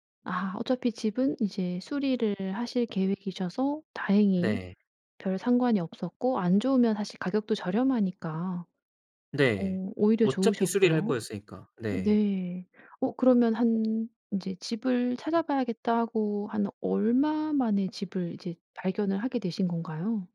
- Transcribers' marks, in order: other background noise
- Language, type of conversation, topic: Korean, podcast, 처음 집을 샀을 때 기분이 어땠나요?